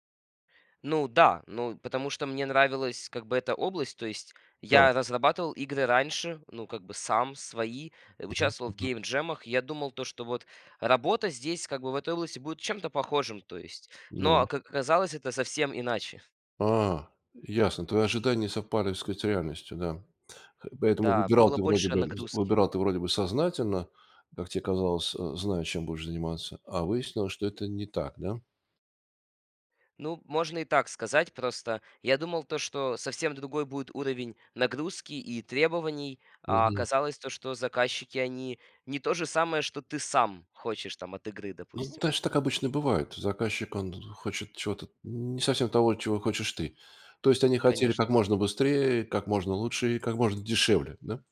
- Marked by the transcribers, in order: tapping; in English: "гейм-джемах"
- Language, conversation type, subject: Russian, podcast, Как выбрать между карьерой и личным счастьем?